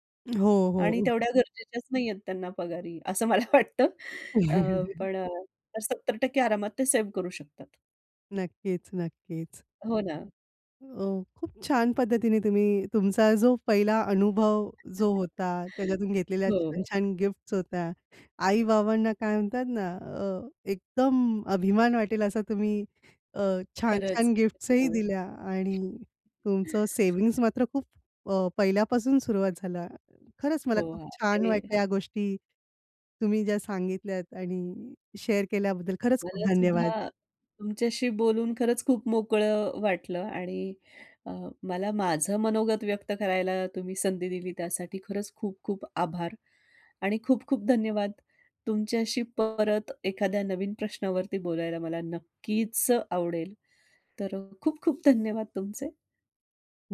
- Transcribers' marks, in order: laughing while speaking: "मला वाटतं"; chuckle; chuckle; other background noise; tapping; in English: "शेअर"; stressed: "नक्कीच"
- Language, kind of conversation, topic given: Marathi, podcast, पहिला पगार हातात आला तेव्हा तुम्हाला कसं वाटलं?